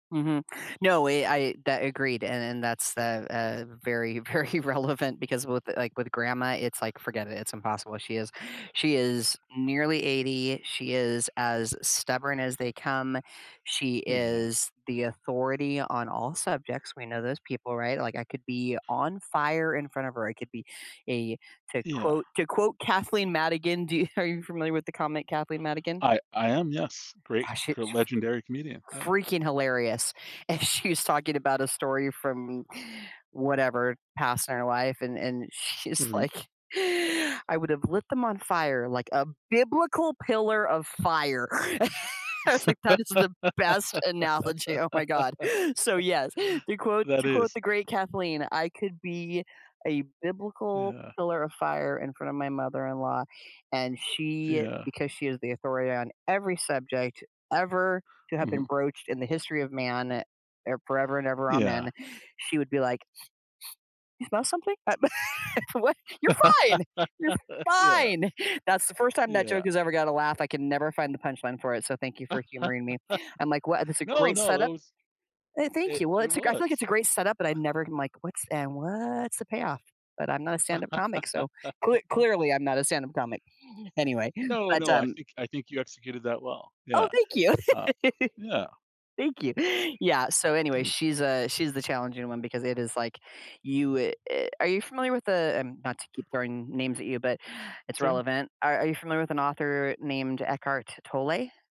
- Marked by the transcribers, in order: other background noise; laughing while speaking: "very relevant"; tapping; laughing while speaking: "and"; gasp; laugh; laughing while speaking: "I was like, That is the best analogy. Oh my God"; laugh; sniff; laugh; joyful: "You're fine"; laugh; chuckle; laugh; laugh
- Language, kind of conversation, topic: English, advice, How can I stop feeling grossed out by my messy living space and start keeping it tidy?